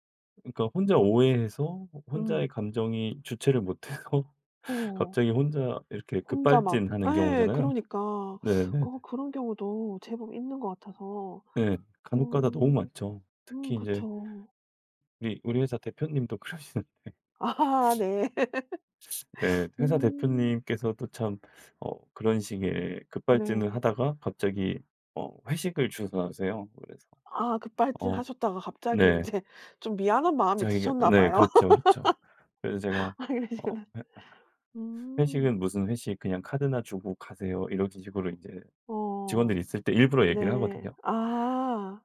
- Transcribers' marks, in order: laughing while speaking: "해고"; "하고" said as "해고"; laughing while speaking: "아 네"; laughing while speaking: "그러시는데"; other background noise; laughing while speaking: "인제"; laugh; laughing while speaking: "아 그러시구나"
- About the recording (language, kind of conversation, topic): Korean, podcast, 온라인에서 대화할 때와 직접 만나 대화할 때는 어떤 점이 다르다고 느끼시나요?
- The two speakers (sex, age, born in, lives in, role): female, 40-44, South Korea, South Korea, host; male, 60-64, South Korea, South Korea, guest